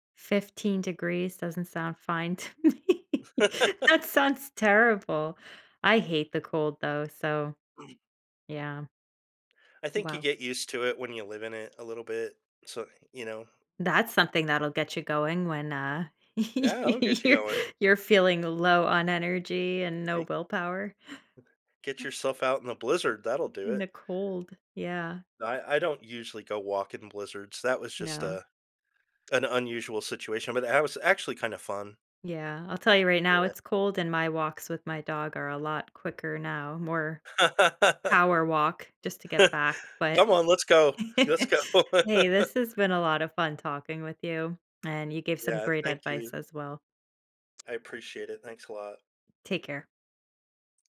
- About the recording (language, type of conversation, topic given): English, unstructured, How can I motivate myself on days I have no energy?
- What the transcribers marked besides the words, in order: laugh; laughing while speaking: "to me"; chuckle; throat clearing; laugh; laughing while speaking: "you're"; tapping; other background noise; laugh; chuckle; laughing while speaking: "let's go"; laugh